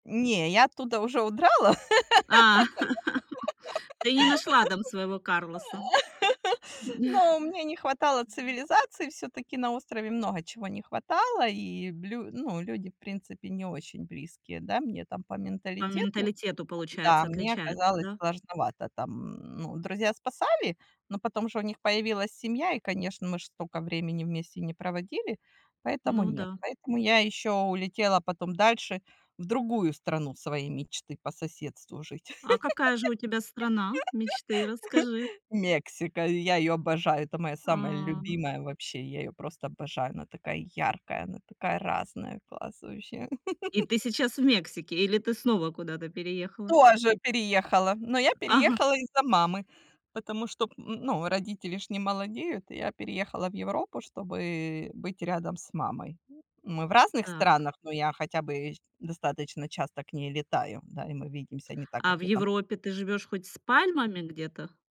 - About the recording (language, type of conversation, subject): Russian, podcast, Какое путешествие запомнилось тебе на всю жизнь?
- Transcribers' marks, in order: laugh; chuckle; other noise; background speech; laugh; chuckle